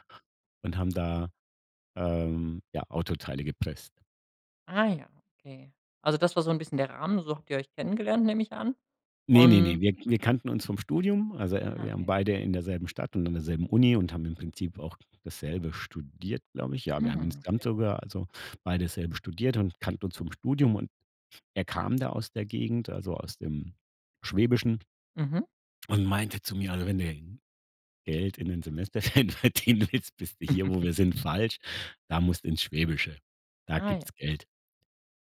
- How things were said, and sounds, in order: laughing while speaking: "Semesterferien verdienen willst"; chuckle
- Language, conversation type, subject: German, podcast, Gibt es eine Reise, die dir heute noch viel bedeutet?